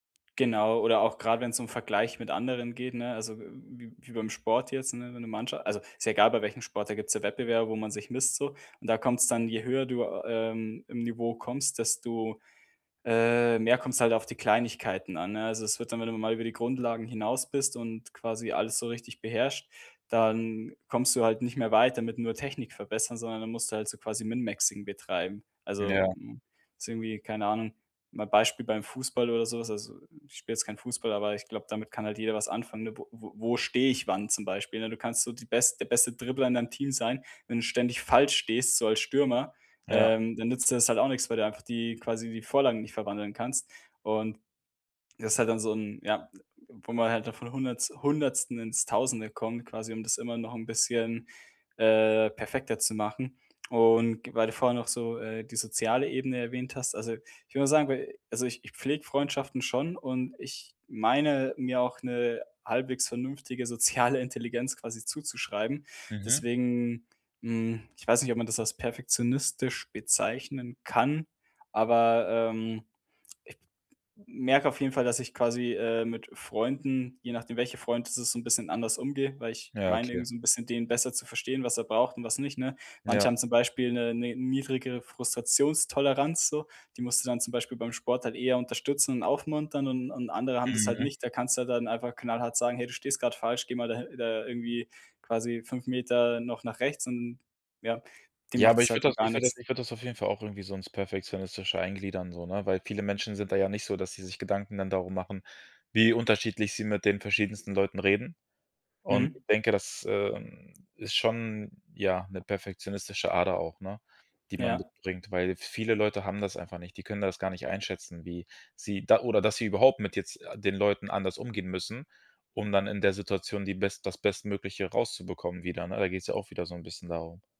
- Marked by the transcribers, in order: in English: "Min-Maxing"
- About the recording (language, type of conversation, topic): German, podcast, Welche Rolle spielt Perfektionismus bei deinen Entscheidungen?